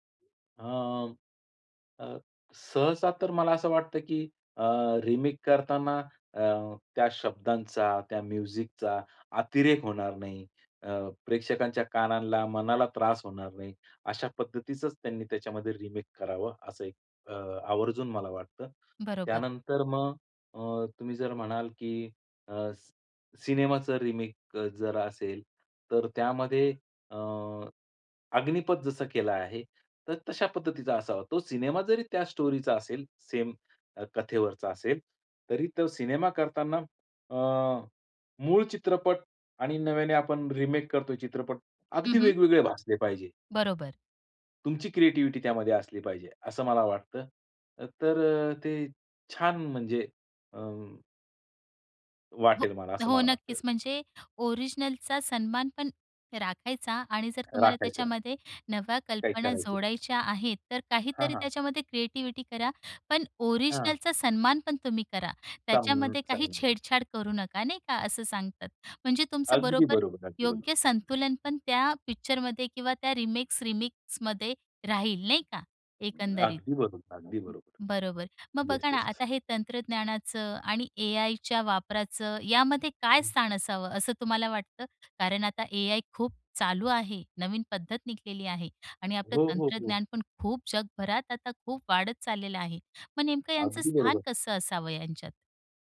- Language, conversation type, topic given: Marathi, podcast, रीमिक्स आणि रिमेकबद्दल तुमचं काय मत आहे?
- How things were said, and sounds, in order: drawn out: "अ"; in English: "रिमेक"; in English: "म्युझिकचा"; in English: "रिमेक"; in English: "रिमेक"; in English: "स्टोरीचा"; in English: "रिमेक"; in English: "क्रिएटीव्हीटी"; in English: "ओरिजनलचा"; in English: "क्रिएटिविटी"; in English: "ओरिजनलचा"; unintelligible speech; other background noise; in English: "येस, येस"